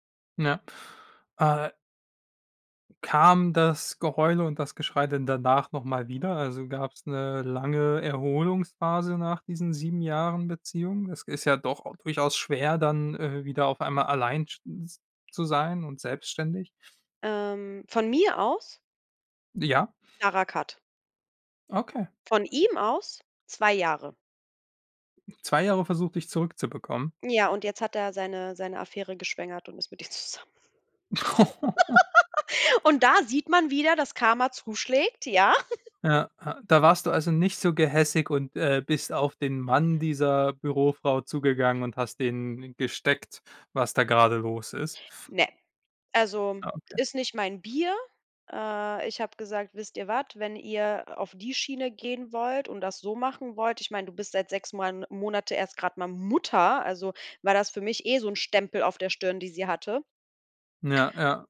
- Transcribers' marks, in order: drawn out: "Kam"; drawn out: "Ähm"; in English: "cut"; stressed: "ihm"; laugh; laughing while speaking: "mit ihr zusammen"; laugh; giggle; stressed: "Bier"; "was" said as "wat"; stressed: "Mutter"
- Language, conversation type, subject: German, podcast, Was hilft dir, nach einem Fehltritt wieder klarzukommen?